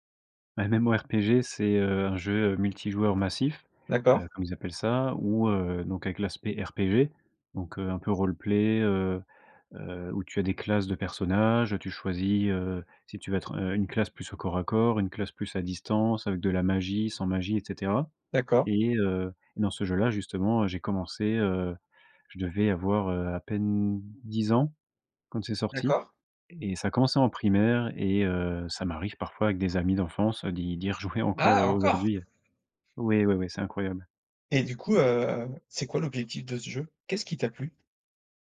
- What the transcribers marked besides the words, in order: other background noise; in English: "roleplay"; laughing while speaking: "rejouer"
- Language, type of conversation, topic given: French, podcast, Quelle expérience de jeu vidéo de ton enfance te rend le plus nostalgique ?